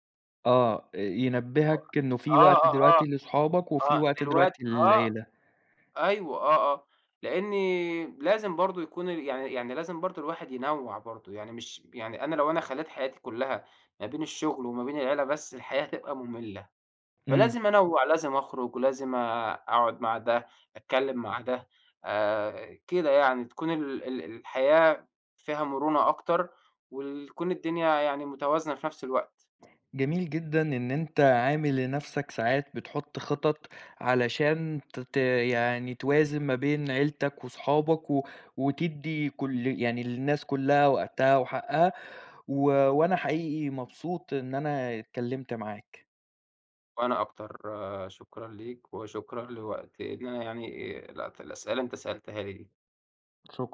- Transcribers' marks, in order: unintelligible speech
- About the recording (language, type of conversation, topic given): Arabic, podcast, إزاي بتوازن بين الشغل وحياتك الشخصية؟